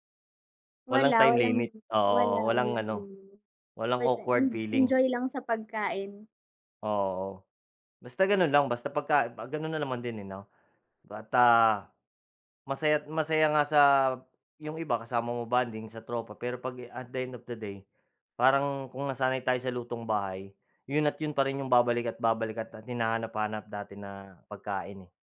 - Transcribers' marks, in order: other noise; in English: "at the end of the day"
- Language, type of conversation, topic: Filipino, unstructured, Mas gusto mo bang kumain sa labas o magluto sa bahay?